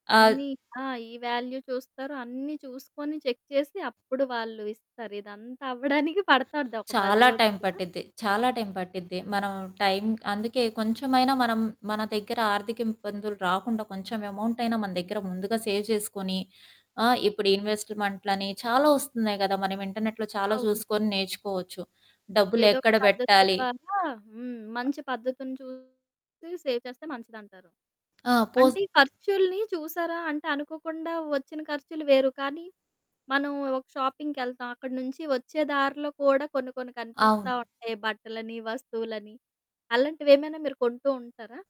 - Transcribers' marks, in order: in English: "వాల్యూ"; in English: "చెక్"; laughing while speaking: "అవ్వడానికి"; static; other background noise; in English: "సేవ్"; in English: "ఇంటర్‌నె‌ట్‌లో"; distorted speech; in English: "సేవ్"; in English: "షాపింగ్‌కెళ్తాం"
- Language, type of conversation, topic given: Telugu, podcast, ఆర్థిక ఇబ్బందుల్లో పడి, మీరు మళ్లీ ఎలా నిలదొక్కుకున్నారో చెప్పగలరా?